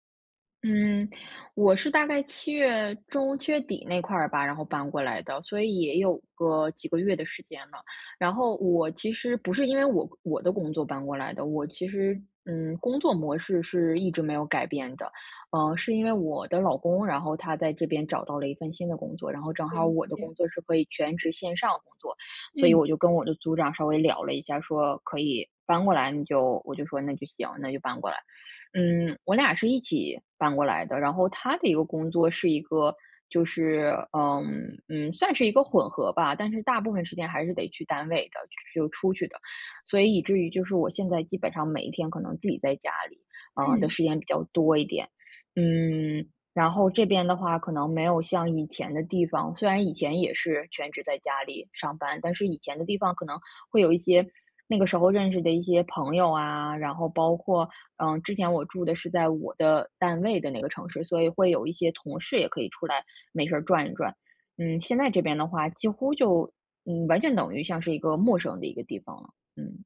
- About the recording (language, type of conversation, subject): Chinese, advice, 搬到新城市后，我感到孤独和不安，该怎么办？
- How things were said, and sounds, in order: other noise; other background noise